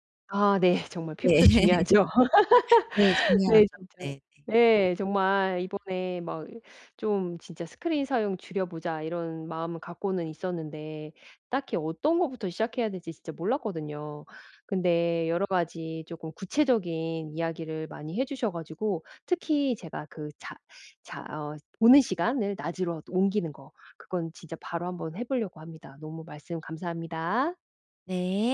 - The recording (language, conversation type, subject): Korean, advice, 잠자기 전에 스크린 사용을 줄이려면 어떻게 시작하면 좋을까요?
- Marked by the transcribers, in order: laughing while speaking: "네"; laugh; other background noise; laughing while speaking: "중요하죠"; laugh